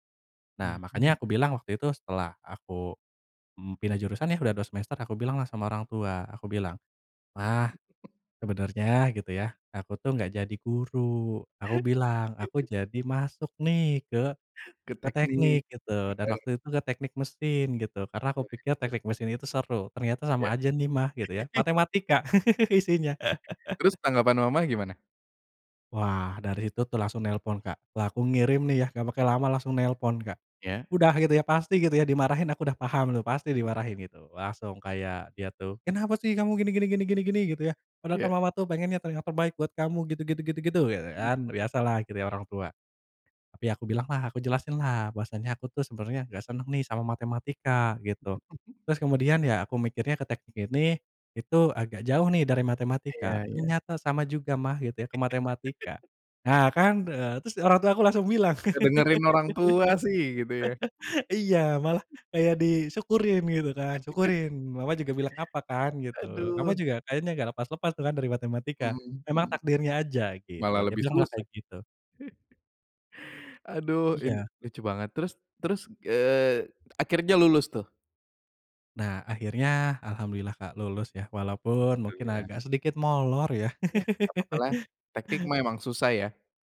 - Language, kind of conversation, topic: Indonesian, podcast, Bagaimana reaksi keluarga saat kamu memilih jalan hidup yang berbeda?
- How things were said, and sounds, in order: chuckle; tapping; chuckle; unintelligible speech; chuckle; other background noise; chuckle; laugh; laugh; chuckle; laugh; chuckle; laugh